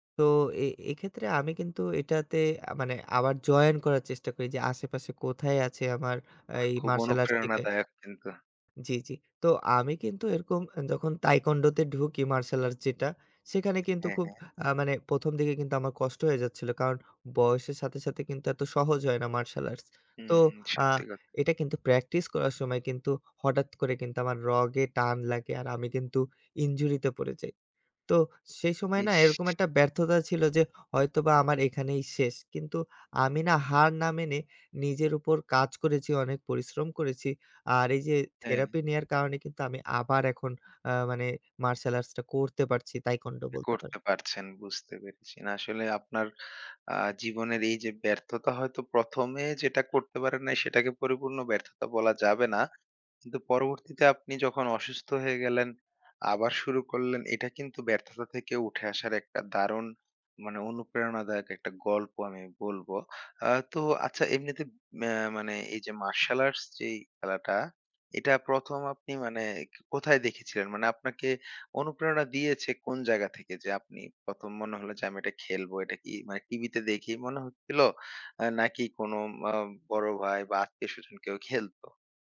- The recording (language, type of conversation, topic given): Bengali, podcast, আপনি ব্যর্থতাকে সফলতার অংশ হিসেবে কীভাবে দেখেন?
- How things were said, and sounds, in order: other background noise